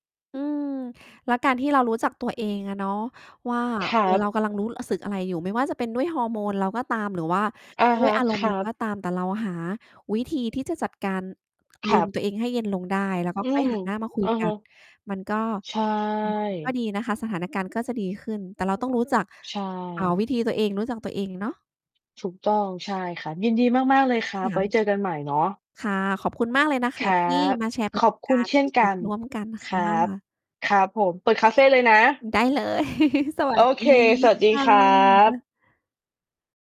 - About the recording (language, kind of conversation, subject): Thai, unstructured, วันที่คุณรู้สึกแย่ คุณมักทำอะไรเพื่อปลอบใจตัวเอง?
- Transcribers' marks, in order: distorted speech; tapping; other noise; mechanical hum; other background noise; chuckle